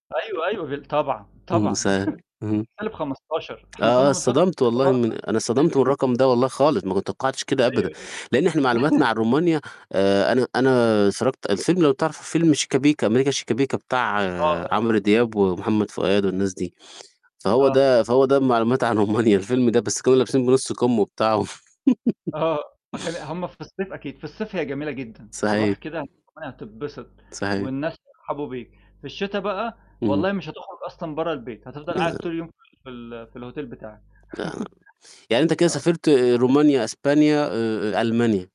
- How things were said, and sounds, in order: mechanical hum; other background noise; laugh; distorted speech; unintelligible speech; laugh; laugh; tapping; in English: "الhotel"; laugh
- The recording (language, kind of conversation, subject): Arabic, unstructured, إيه أحلى ذكرى عندك من رحلة سافرت فيها قبل كده؟